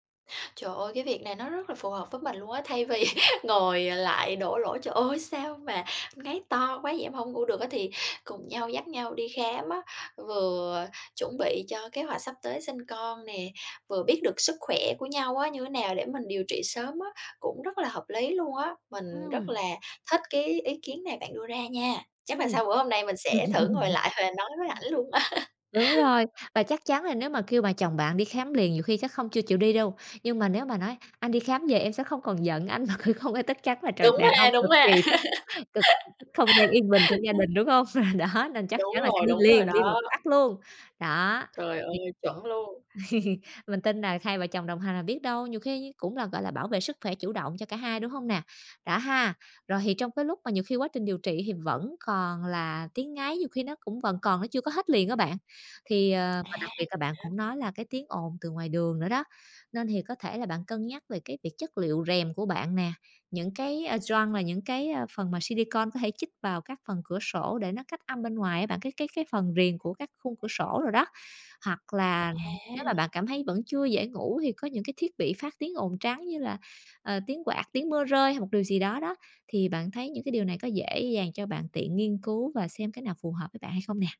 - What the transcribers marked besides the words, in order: laughing while speaking: "vì"; tapping; laugh; other background noise; laugh; unintelligible speech; laughing while speaking: "Và đó"; laugh; chuckle; in English: "silicone"
- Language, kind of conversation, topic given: Vietnamese, advice, Tôi nên làm gì khi giấc ngủ bị gián đoạn bởi tiếng ồn hoặc bạn đời ngáy?